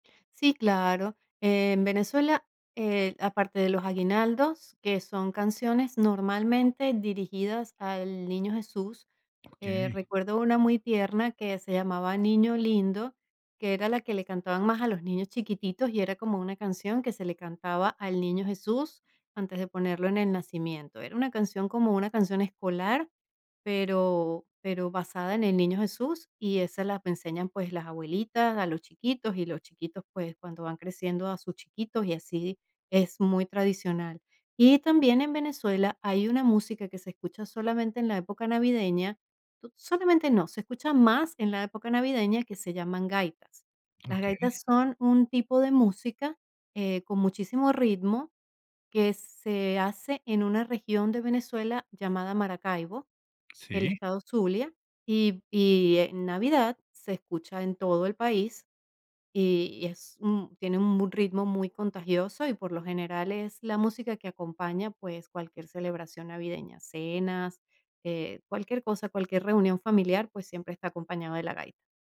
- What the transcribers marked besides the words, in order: tapping
- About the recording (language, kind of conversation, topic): Spanish, podcast, ¿Qué papel juegan tus abuelos en tus tradiciones?